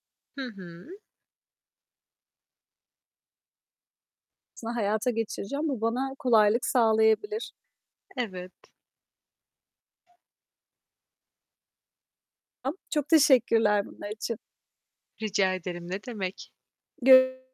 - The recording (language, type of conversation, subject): Turkish, advice, Düzensiz yemek yediğim için sağlıklı beslenme planıma neden bağlı kalamıyorum?
- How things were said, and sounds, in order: static; other background noise; distorted speech